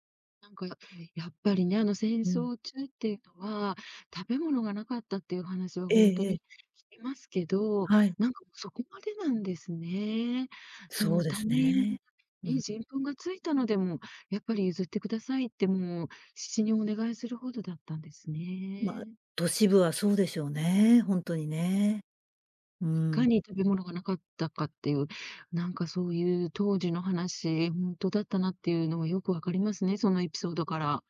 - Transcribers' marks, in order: none
- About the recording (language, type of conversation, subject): Japanese, podcast, 祖父母から聞いた面白い話はありますか？